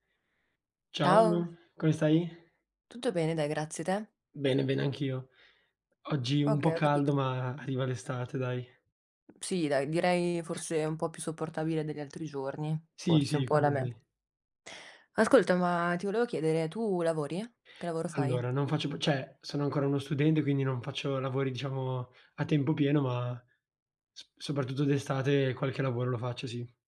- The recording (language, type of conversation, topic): Italian, unstructured, Qual è la cosa che ti rende più felice nel tuo lavoro?
- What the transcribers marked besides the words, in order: tapping; other background noise; "cioè" said as "ceh"